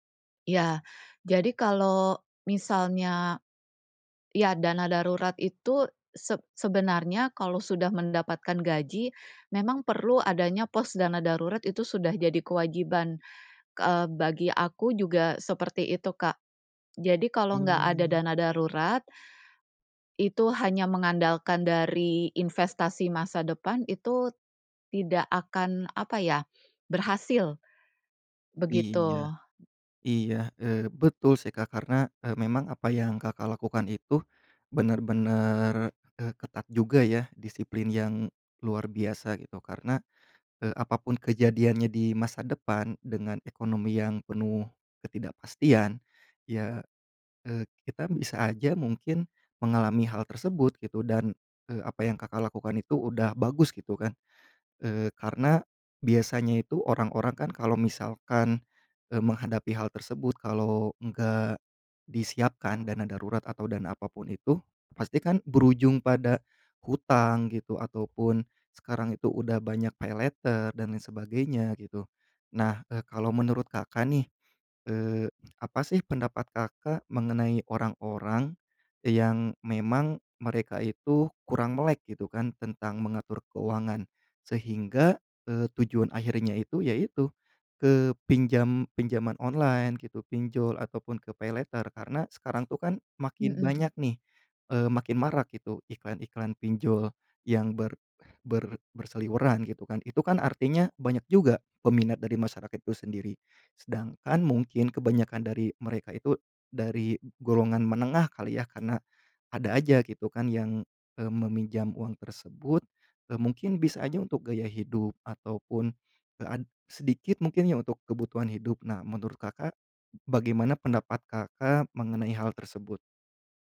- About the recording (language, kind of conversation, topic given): Indonesian, podcast, Gimana caramu mengatur keuangan untuk tujuan jangka panjang?
- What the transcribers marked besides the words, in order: other background noise; tapping; in English: "paylater"; in English: "paylater"